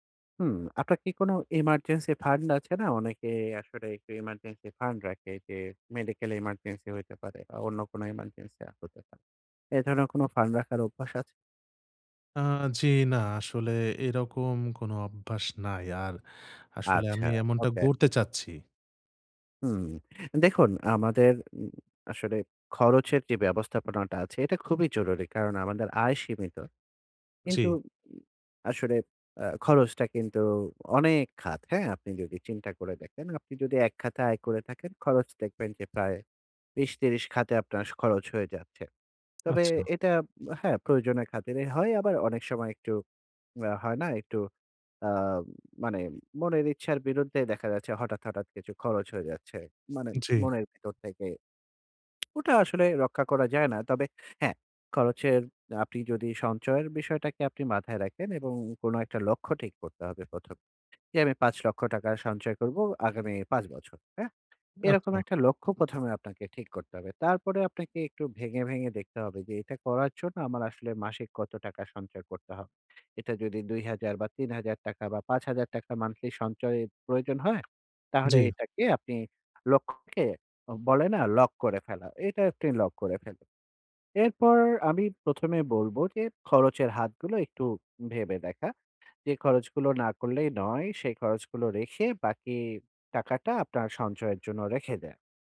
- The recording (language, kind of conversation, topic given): Bengali, advice, আমি কীভাবে আয় বাড়লেও দীর্ঘমেয়াদে সঞ্চয় বজায় রাখতে পারি?
- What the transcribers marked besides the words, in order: in English: "emergency fund"; in English: "emergency fund"; in English: "medical emergency"; lip smack; in English: "monthly"